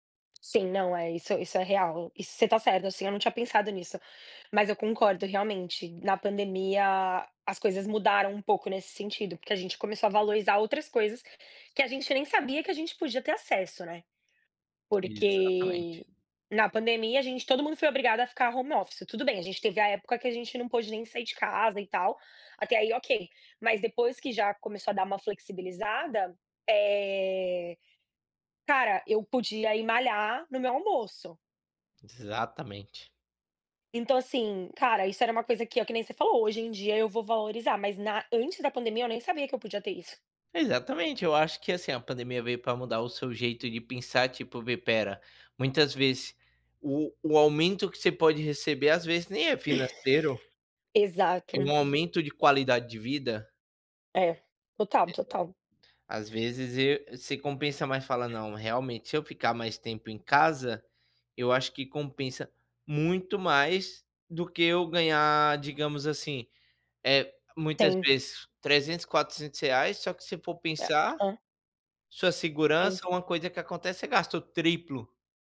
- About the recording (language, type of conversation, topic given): Portuguese, unstructured, Você acha que é difícil negociar um aumento hoje?
- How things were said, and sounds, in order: tapping; in English: "home office"; cough; other background noise; unintelligible speech